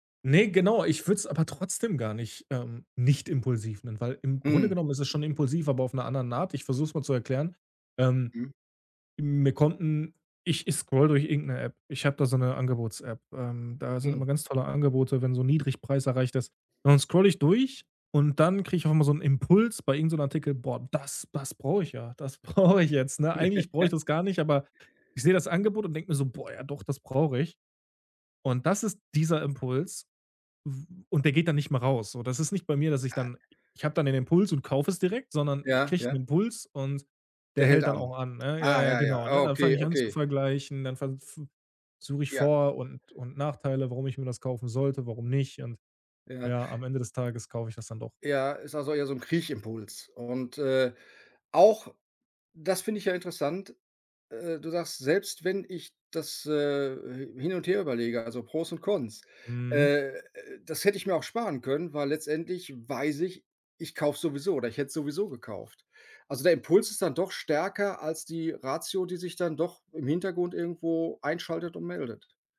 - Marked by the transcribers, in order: laughing while speaking: "brauche ich jetzt"; chuckle; other background noise
- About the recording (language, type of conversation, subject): German, advice, Wie gehst du mit deinem schlechten Gewissen nach impulsiven Einkäufen um?